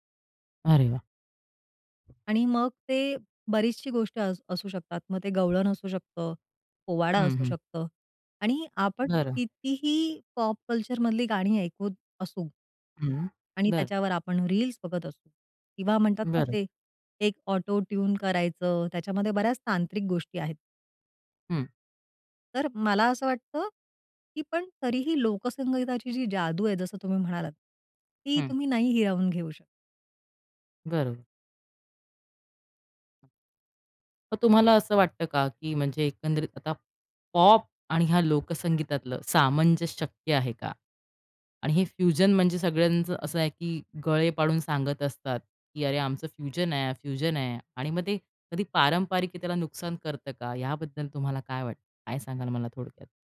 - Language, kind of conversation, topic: Marathi, podcast, लोकसंगीत आणि पॉपमधला संघर्ष तुम्हाला कसा जाणवतो?
- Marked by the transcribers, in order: other background noise; in English: "पॉप कल्चर"; in English: "ऑटो ट्यून"; unintelligible speech; in English: "पॉप"; in English: "फ्युजन"; in English: "फ्युजन"; in English: "फ्युजन"